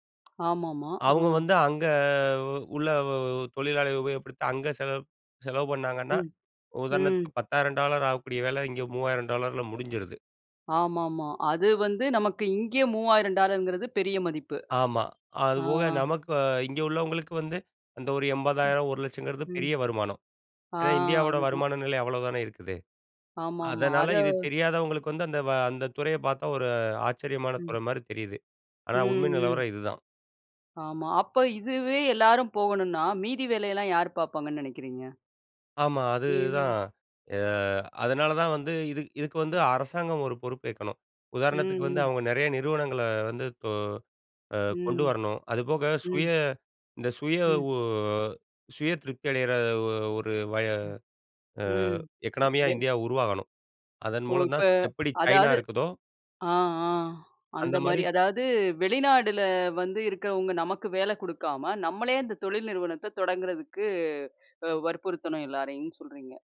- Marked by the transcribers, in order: other noise; drawn out: "அங்க"; in English: "எக்கனாமியா"
- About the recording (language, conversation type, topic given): Tamil, podcast, ஊழியர் என்ற அடையாளம் உங்களுக்கு மனஅழுத்தத்தை ஏற்படுத்துகிறதா?